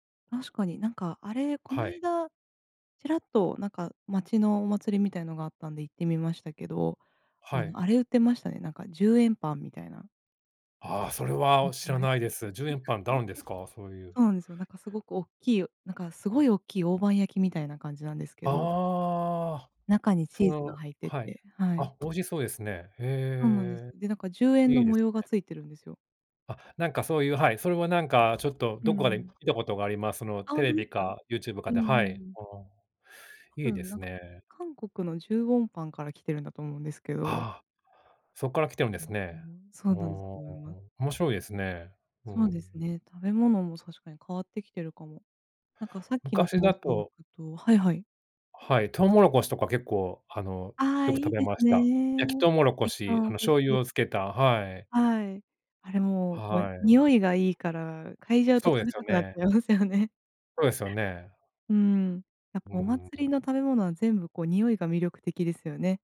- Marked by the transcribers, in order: unintelligible speech; unintelligible speech
- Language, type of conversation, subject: Japanese, unstructured, 祭りに参加した思い出はありますか？
- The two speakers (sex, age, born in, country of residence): female, 30-34, Japan, Japan; male, 45-49, Japan, United States